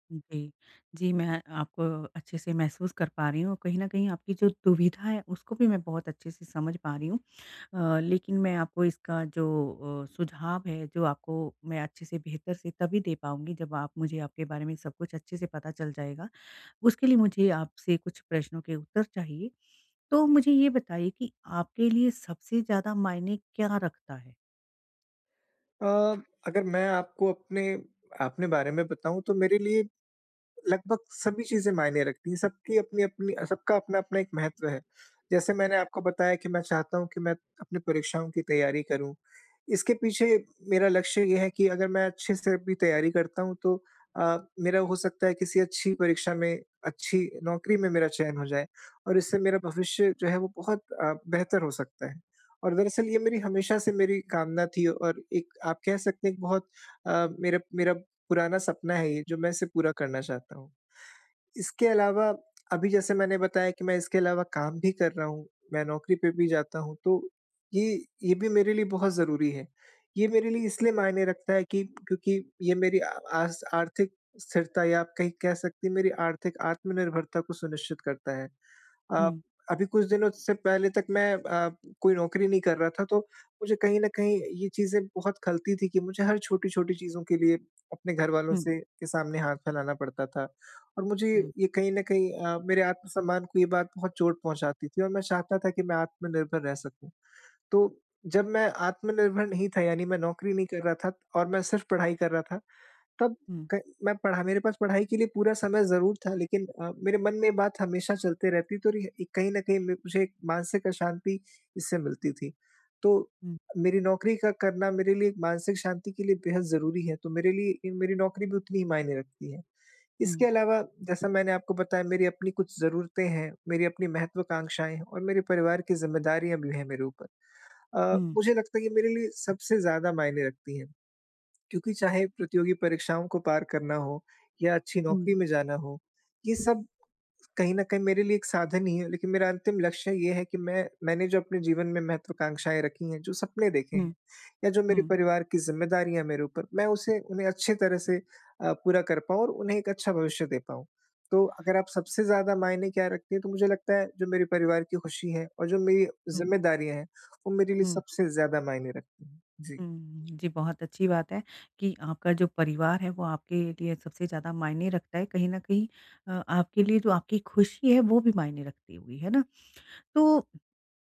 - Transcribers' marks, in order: in English: "ओके"
- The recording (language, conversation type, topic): Hindi, advice, मैं अपने जीवन की प्राथमिकताएँ और समय का प्रबंधन कैसे करूँ ताकि भविष्य में पछतावा कम हो?